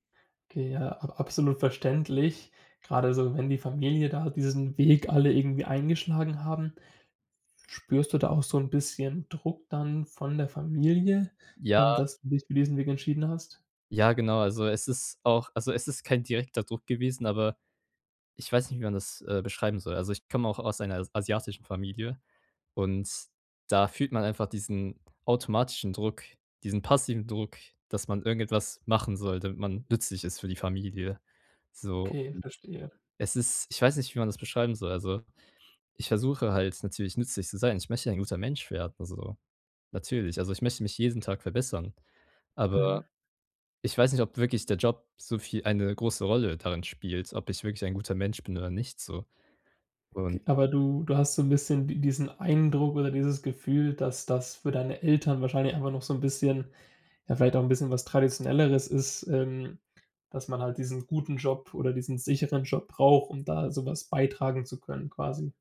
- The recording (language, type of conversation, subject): German, advice, Wie kann ich klare Prioritäten zwischen meinen persönlichen und beruflichen Zielen setzen?
- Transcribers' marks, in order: other background noise